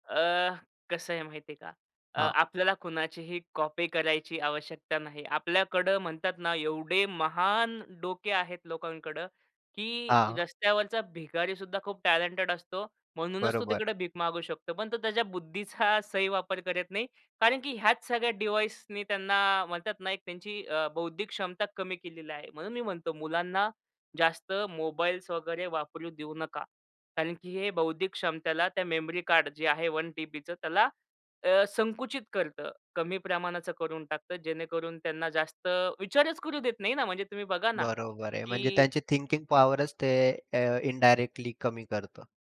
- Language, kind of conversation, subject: Marathi, podcast, बाळांना मोबाईल फोन किती वयापासून द्यावा आणि रोज किती वेळासाठी द्यावा, असे तुम्हाला वाटते?
- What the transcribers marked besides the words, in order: laughing while speaking: "त्याच्या बुद्धीचा सही वापर करत नाही"